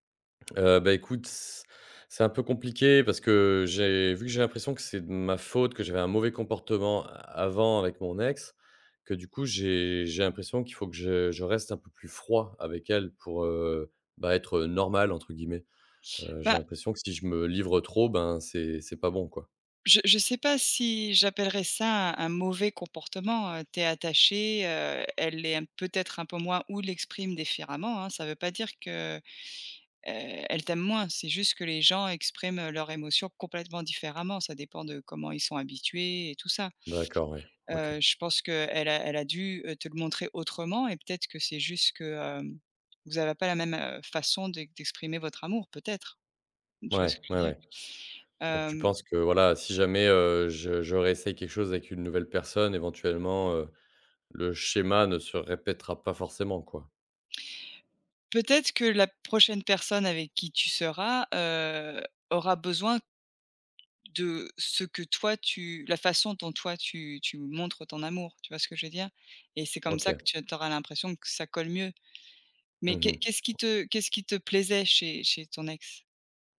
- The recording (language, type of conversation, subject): French, advice, Comment surmonter la peur de se remettre en couple après une rupture douloureuse ?
- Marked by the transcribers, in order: "différemment" said as "défierament"; "avez" said as "ava"